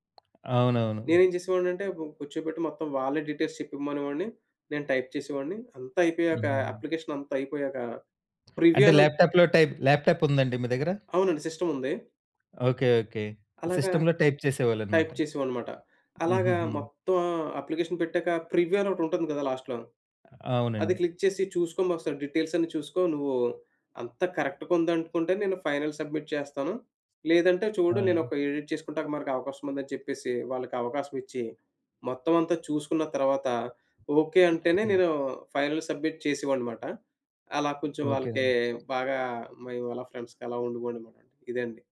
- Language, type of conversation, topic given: Telugu, podcast, నీ జీవితానికి అర్థం కలిగించే చిన్న అలవాట్లు ఏవి?
- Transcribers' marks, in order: tapping; in English: "డీటెయిల్స్"; in English: "టైప్"; in English: "ప్రివ్యూ"; in English: "ల్యాప్‌టాప్‌లో టైప్"; in English: "సిస్టమ్‌లో టైప్"; in English: "టైప్"; in English: "అప్లికేషన్"; in English: "ప్రివ్యూ"; in English: "లాస్ట్‌లో"; in English: "క్లిక్"; in English: "కరక్ట్‌గుందనుకుంటే"; in English: "ఫైనల్ సబ్మిట్"; in English: "ఎడిట్"; in English: "ఫైనల్ సబ్మిట్"; other background noise; in English: "ఫ్రెండ్స్‌గా"